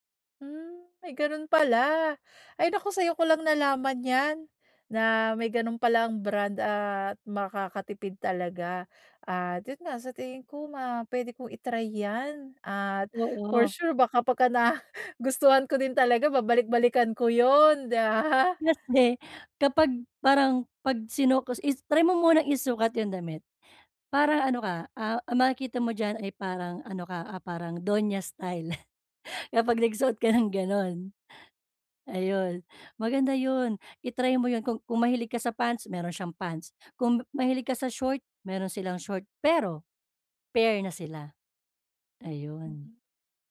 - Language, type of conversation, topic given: Filipino, advice, Paano ako makakapamili ng damit na may estilo nang hindi lumalampas sa badyet?
- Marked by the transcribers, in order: chuckle; laughing while speaking: "Kasi"; tapping; chuckle; laughing while speaking: "ng"